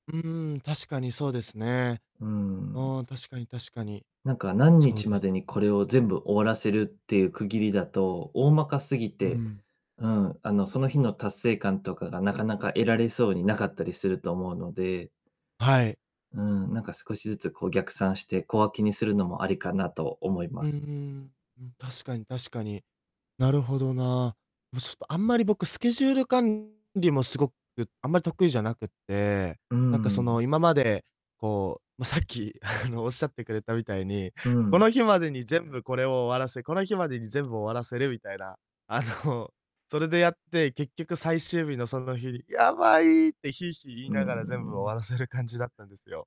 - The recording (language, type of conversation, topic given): Japanese, advice, やるべきことが多すぎて優先順位をつけられないと感じるのはなぜですか？
- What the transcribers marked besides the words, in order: distorted speech; laughing while speaking: "あの"; laughing while speaking: "あの"